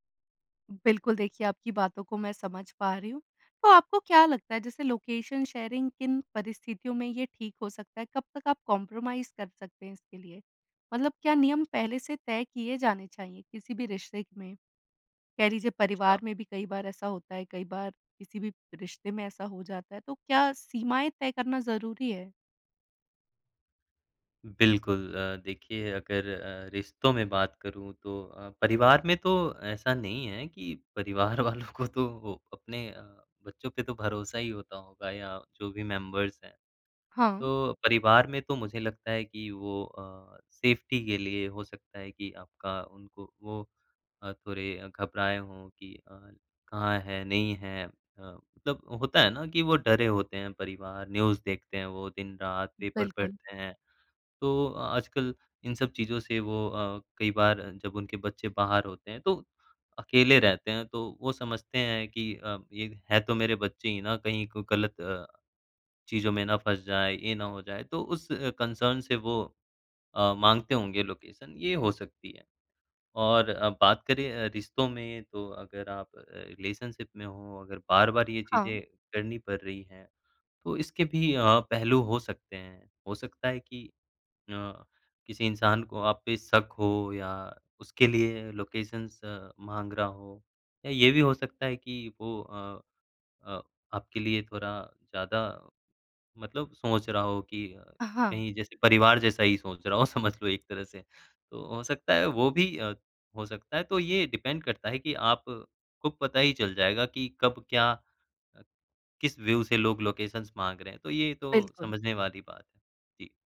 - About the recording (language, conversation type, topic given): Hindi, podcast, क्या रिश्तों में किसी की लोकेशन साझा करना सही है?
- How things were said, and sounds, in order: in English: "लोकेशन शेयरिंग"; in English: "कॉम्प्रोमाइज"; laughing while speaking: "वालों को तो"; in English: "मेंबर्स"; in English: "सेफ्टी"; in English: "न्यूज़"; in English: "कंसर्न"; in English: "लोकेशन"; in English: "रिलेशनशिप"; in English: "लोकेशंस"; laughing while speaking: "समझ लो"; in English: "डिपेंड"; in English: "व्यू"; in English: "लोकेशंस"